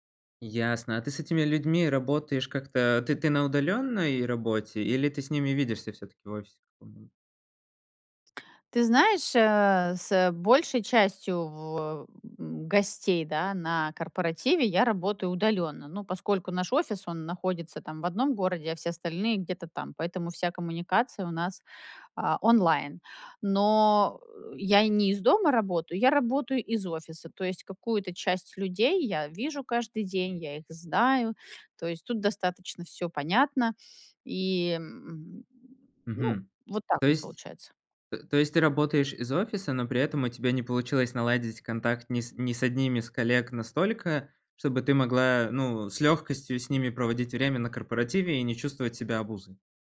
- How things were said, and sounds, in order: other background noise
- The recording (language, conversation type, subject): Russian, advice, Как справиться с неловкостью на вечеринках и в разговорах?